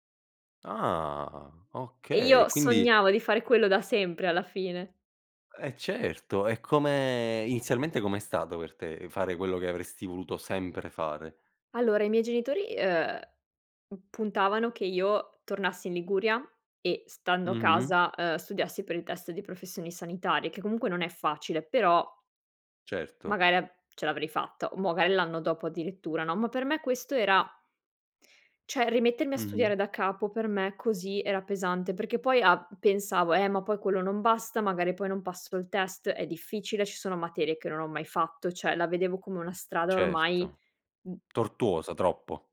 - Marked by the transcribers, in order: "magari" said as "mogari"
- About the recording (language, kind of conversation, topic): Italian, podcast, Come racconti una storia che sia personale ma universale?